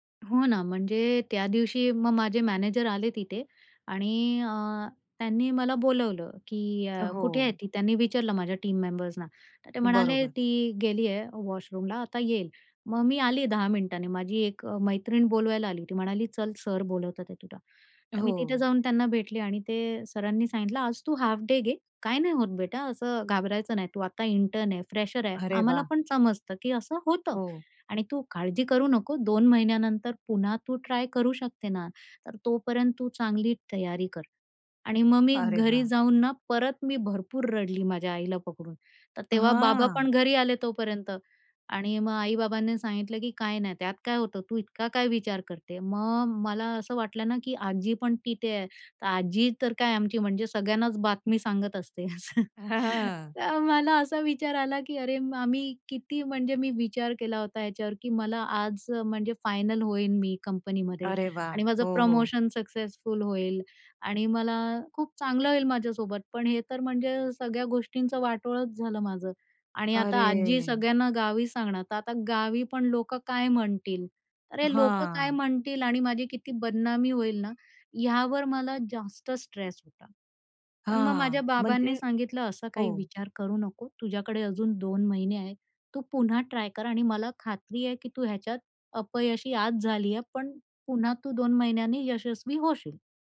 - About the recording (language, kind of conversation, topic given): Marathi, podcast, कामातील अपयशांच्या अनुभवांनी तुमची स्वतःची ओळख कशी बदलली?
- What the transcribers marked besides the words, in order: in English: "मॅनेजर"; in English: "टीम मेंबर्सना"; in English: "वॉशरूमला"; in English: "हाफ डे"; trusting: "काही नाही होत बेटा, असं … करू शकते ना"; in Hindi: "बेटा"; in English: "इंटर्न"; in English: "फ्रेशर"; in English: "ट्राय"; laughing while speaking: "हां, हां"; laughing while speaking: "असं. तेव्हा मला"; in English: "फायनल"; in English: "प्रमोशन सक्सेसफुल"; afraid: "यावर मला जास्त स्ट्रेस होता"; in English: "स्ट्रेस"; in English: "ट्राय"